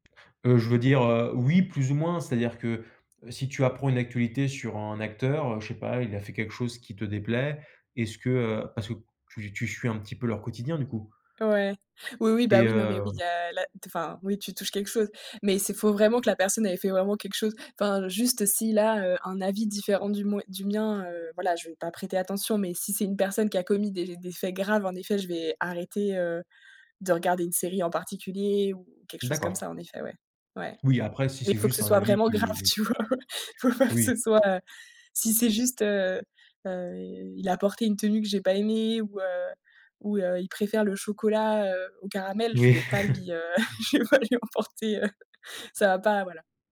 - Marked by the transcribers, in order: laughing while speaking: "tu vois ? Faut pas que"; chuckle; laughing while speaking: "je vais pas lui en porter, heu"
- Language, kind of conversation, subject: French, podcast, Comment les réseaux sociaux changent-ils notre façon de regarder et de suivre une série ?